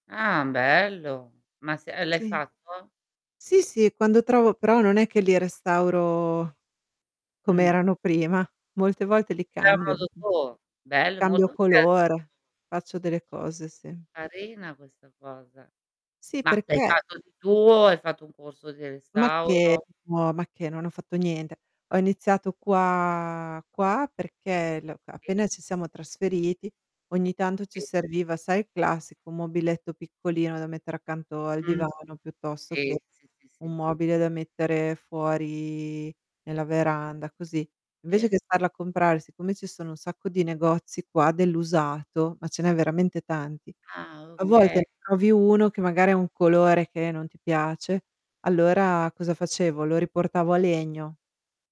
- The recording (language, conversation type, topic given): Italian, unstructured, Hai mai smesso di praticare un hobby perché ti annoiavi?
- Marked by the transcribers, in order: static; distorted speech; other noise; other background noise; drawn out: "qua"; tapping; drawn out: "fuori"